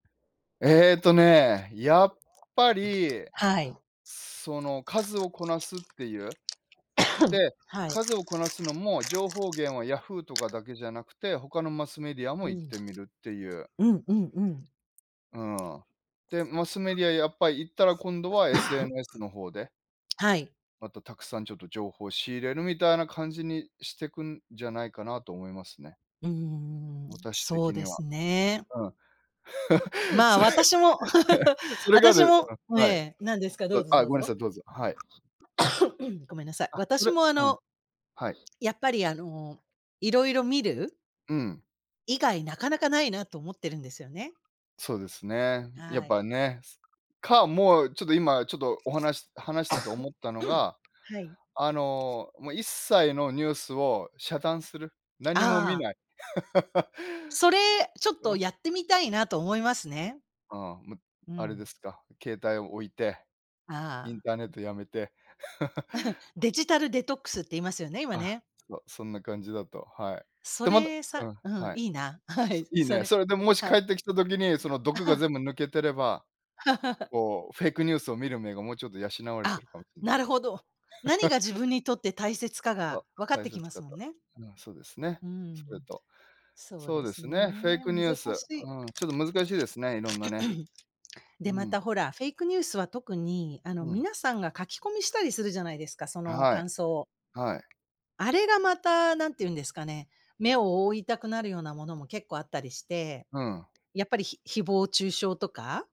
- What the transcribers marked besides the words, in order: tapping; cough; other noise; cough; laugh; laughing while speaking: "それ"; laugh; cough; other background noise; cough; throat clearing; laugh; giggle; laughing while speaking: "はい"; giggle; laugh; laugh; throat clearing
- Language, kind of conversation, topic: Japanese, unstructured, ネット上の偽情報にどう対応すべきですか？